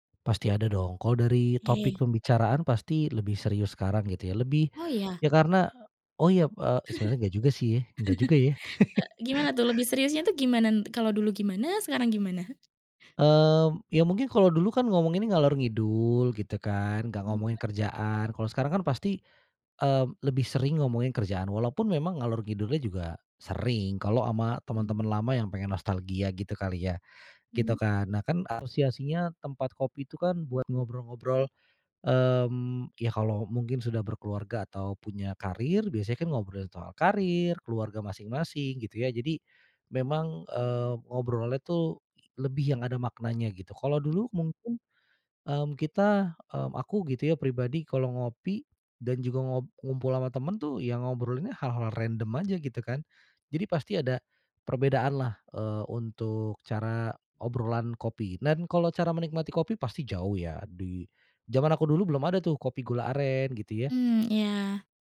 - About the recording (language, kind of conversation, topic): Indonesian, podcast, Bagaimana kebiasaan ngopi atau minum teh sambil mengobrol di rumahmu?
- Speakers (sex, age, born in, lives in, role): female, 30-34, Indonesia, Indonesia, host; male, 35-39, Indonesia, Indonesia, guest
- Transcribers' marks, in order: laugh; laugh; other background noise; in Javanese: "ngalor-ngidul"; unintelligible speech; in Javanese: "ngalor-ngidul-nya"